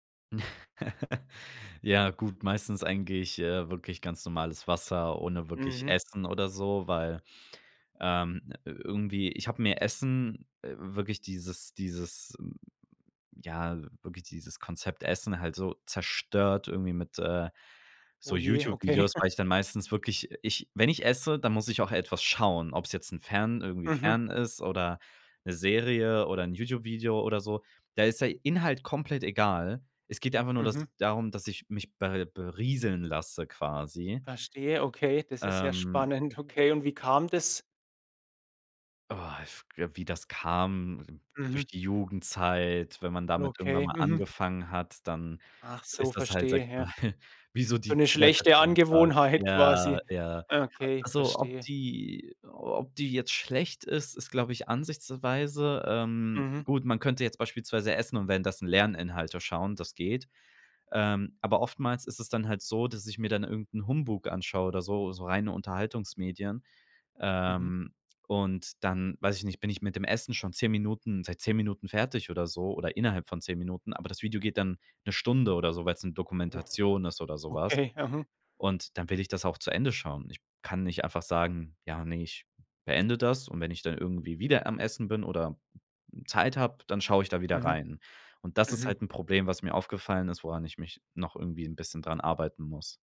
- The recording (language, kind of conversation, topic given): German, podcast, Welche kleinen Pausen im Alltag geben dir am meisten Energie?
- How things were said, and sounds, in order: giggle; stressed: "zerstört"; chuckle; chuckle; laughing while speaking: "Angewohnheit"; "Ansichtssache" said as "Ansichtsweise"; laughing while speaking: "Okay"; other background noise